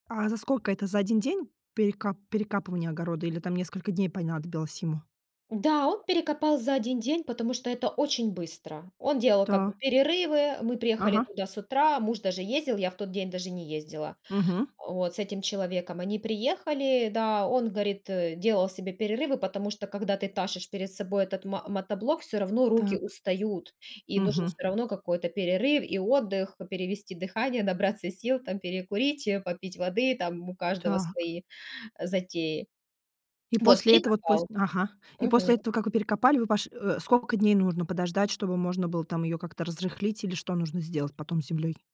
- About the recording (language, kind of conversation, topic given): Russian, podcast, Какой у вас опыт в огородничестве или садоводстве?
- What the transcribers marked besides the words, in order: none